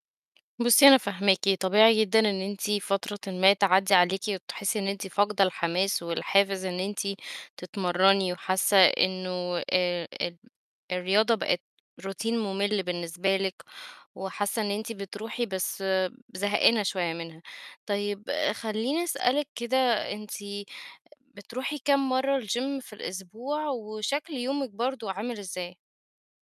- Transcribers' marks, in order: in English: "روتين"; in English: "الgym"
- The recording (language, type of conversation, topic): Arabic, advice, إزاي أرجّع الحافز للتمرين وأتغلّب على ملل روتين الرياضة؟